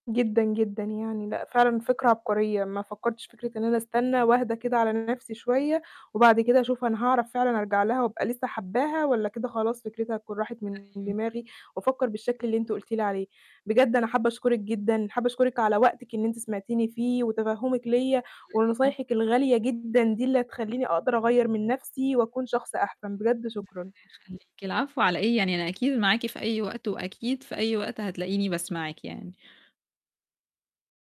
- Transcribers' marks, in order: distorted speech
- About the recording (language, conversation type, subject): Arabic, advice, إزاي أعرف لو أنا محتاج الحاجة دي بجد ولا مجرد رغبة قبل ما أشتريها؟